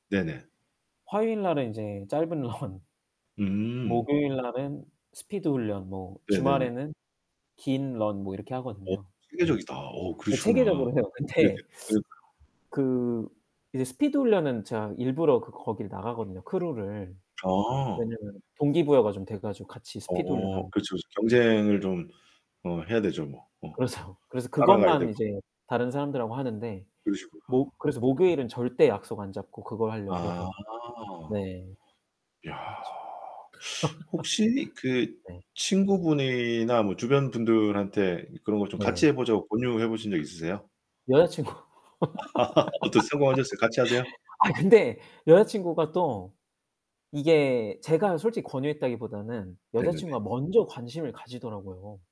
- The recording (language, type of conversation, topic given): Korean, unstructured, 운동을 시작할 때 가장 어려운 점은 무엇인가요?
- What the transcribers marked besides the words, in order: laughing while speaking: "런"; distorted speech; other background noise; laughing while speaking: "그렇죠"; tapping; laugh; laughing while speaking: "여자친구"; laugh